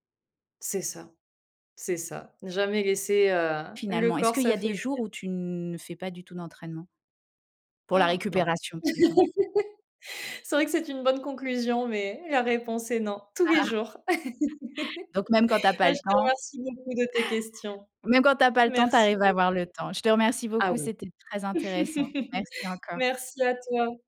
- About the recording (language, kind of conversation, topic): French, podcast, Quels exercices simples fais-tu quand tu n’as pas le temps ?
- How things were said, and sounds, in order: gasp; laugh; laugh; stressed: "Tous"; chuckle; laugh; other background noise; laugh